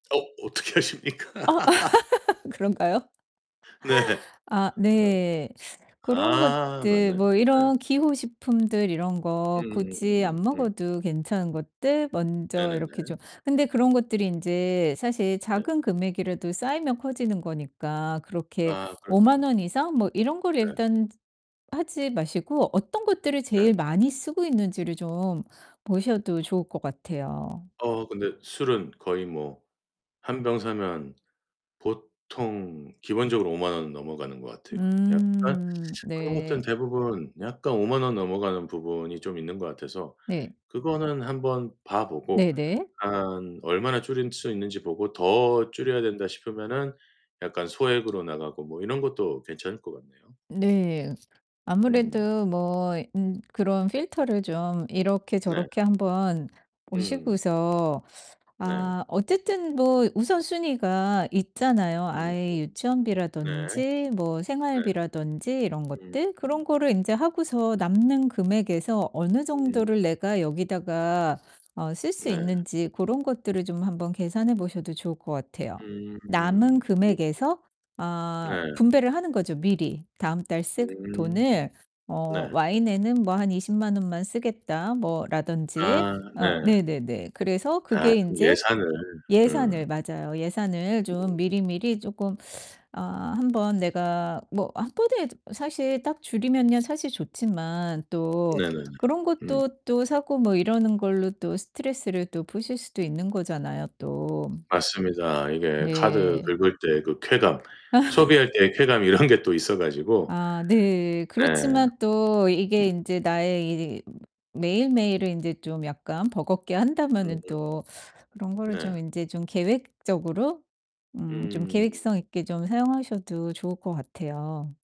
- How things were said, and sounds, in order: laughing while speaking: "어떻게 아십니까?"; distorted speech; laugh; laughing while speaking: "네"; tapping; teeth sucking; other background noise; laugh; laughing while speaking: "이런"
- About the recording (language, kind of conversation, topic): Korean, advice, 경제적 압박 때문에 생활방식을 바꿔야 할 것 같다면, 어떤 상황인지 설명해 주실 수 있나요?